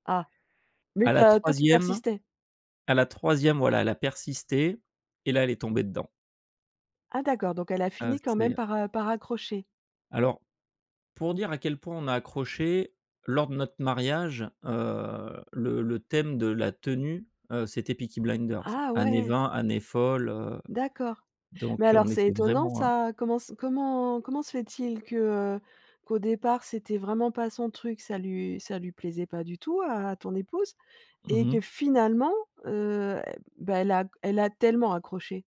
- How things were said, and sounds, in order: stressed: "finalement"; stressed: "tellement"
- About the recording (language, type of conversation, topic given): French, podcast, Parle-nous d’une série qui t’a vraiment marqué(e) et explique pourquoi ?